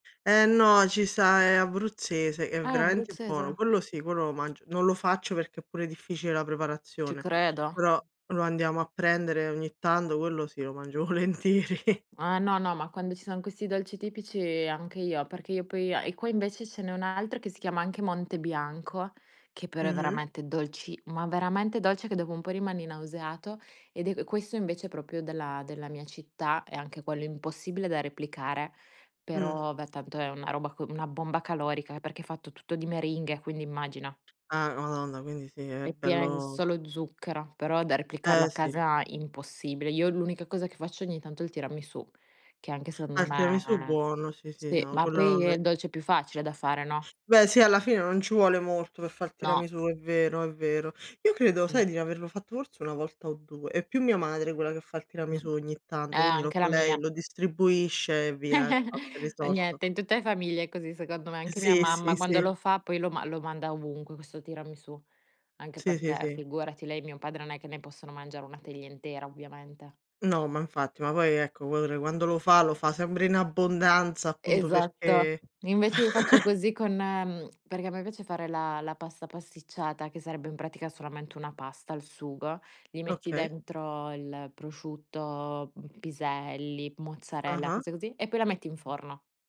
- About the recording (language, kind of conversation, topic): Italian, unstructured, Come ti senti quando cucini per le persone a cui vuoi bene?
- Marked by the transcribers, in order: tapping; other background noise; laughing while speaking: "volentieri"; chuckle; "far" said as "fal"; giggle; background speech; chuckle